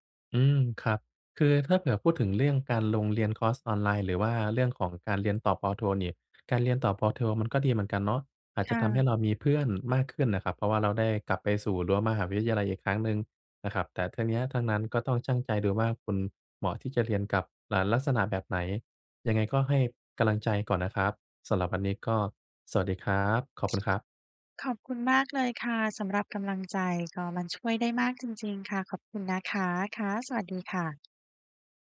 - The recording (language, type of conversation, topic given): Thai, advice, ฉันควรตัดสินใจกลับไปเรียนต่อหรือโฟกัสพัฒนาตัวเองดีกว่ากัน?
- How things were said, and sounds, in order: tapping; "กำลังใจ" said as "กะลังใจ"; other background noise